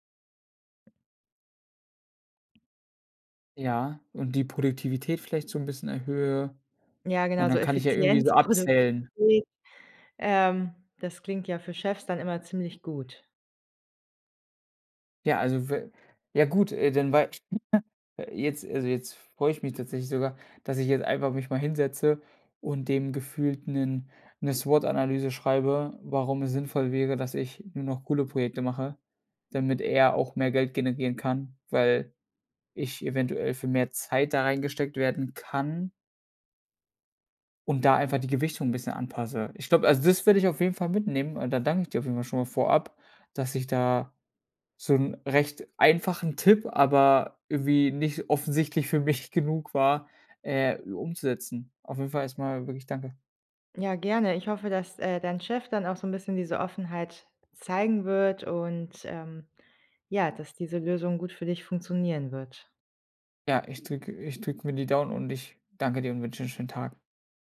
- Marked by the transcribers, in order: other background noise; unintelligible speech
- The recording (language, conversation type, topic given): German, advice, Wie kann ich mit Prüfungs- oder Leistungsangst vor einem wichtigen Termin umgehen?